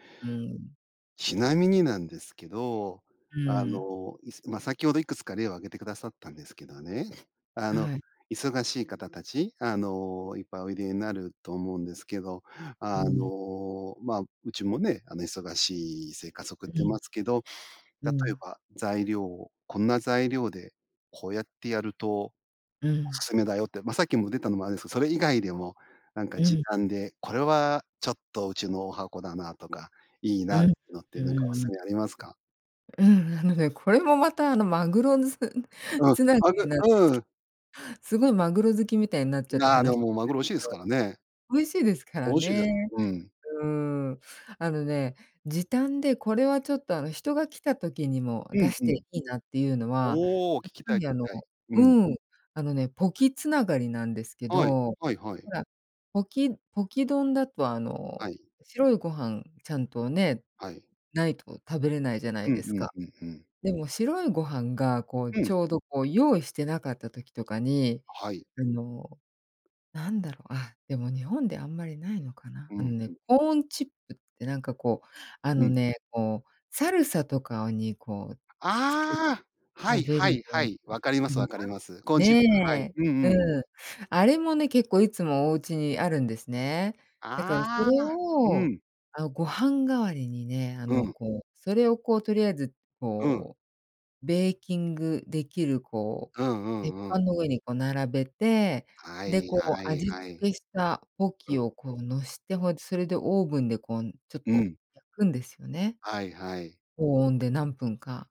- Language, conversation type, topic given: Japanese, podcast, 短時間で作れるご飯、どうしてる？
- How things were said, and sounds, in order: other background noise; unintelligible speech; in English: "ベーキング"